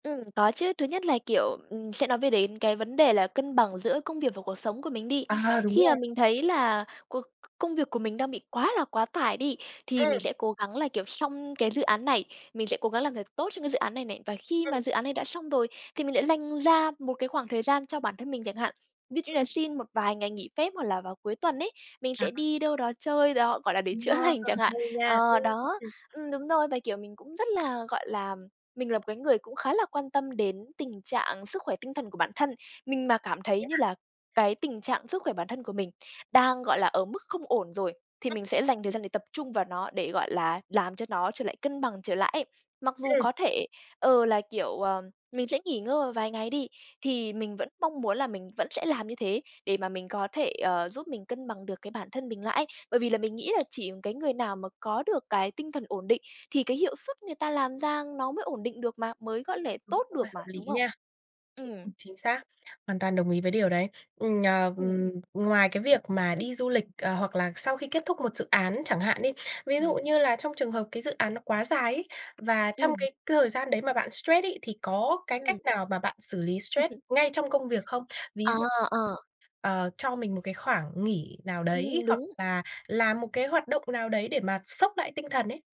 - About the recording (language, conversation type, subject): Vietnamese, podcast, Bạn xử lý căng thẳng trong công việc như thế nào?
- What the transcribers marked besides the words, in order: tapping; other background noise; laughing while speaking: "chữa lành"